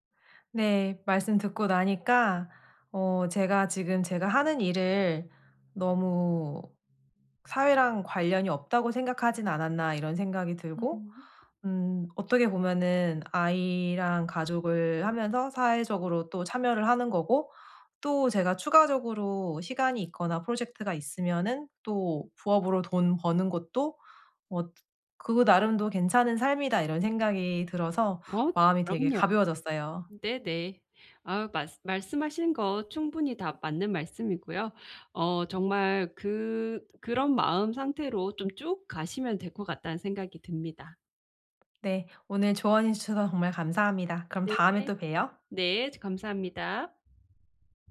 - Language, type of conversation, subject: Korean, advice, 수입과 일의 의미 사이에서 어떻게 균형을 찾을 수 있을까요?
- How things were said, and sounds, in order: tapping; other background noise